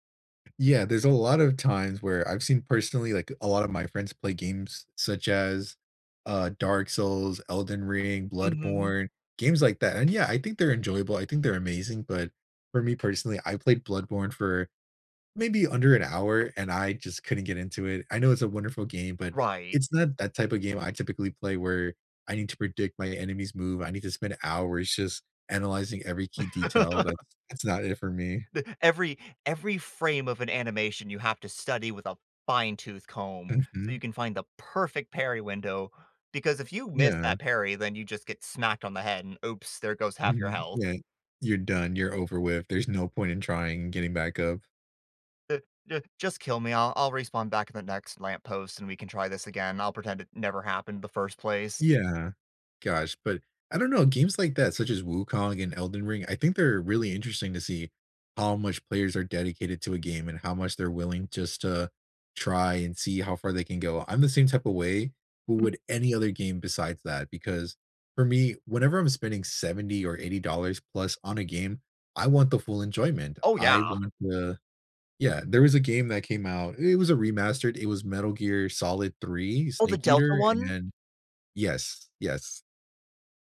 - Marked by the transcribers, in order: other background noise; tapping; laugh; stressed: "fine"
- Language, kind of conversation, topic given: English, unstructured, What hobby should I try to de-stress and why?